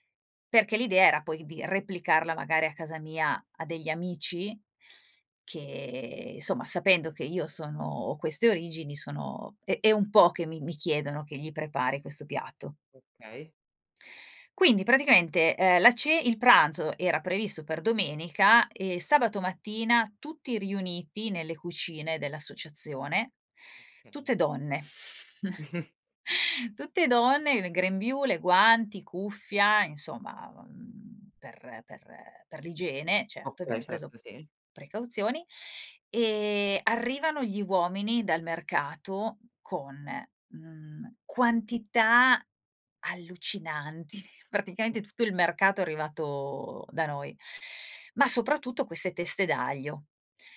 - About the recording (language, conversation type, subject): Italian, podcast, Qual è un’esperienza culinaria condivisa che ti ha colpito?
- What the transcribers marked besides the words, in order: "insomma" said as "isomma"; other background noise; chuckle; tapping; "praticamente" said as "praticaente"